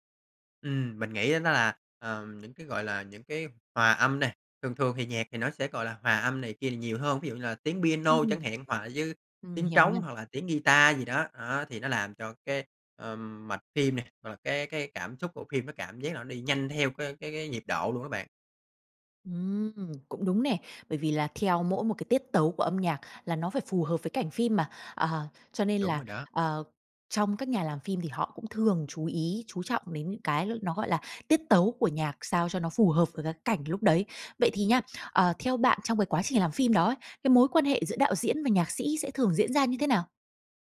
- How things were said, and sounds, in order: tapping
- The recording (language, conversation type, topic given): Vietnamese, podcast, Âm nhạc thay đổi cảm xúc của một bộ phim như thế nào, theo bạn?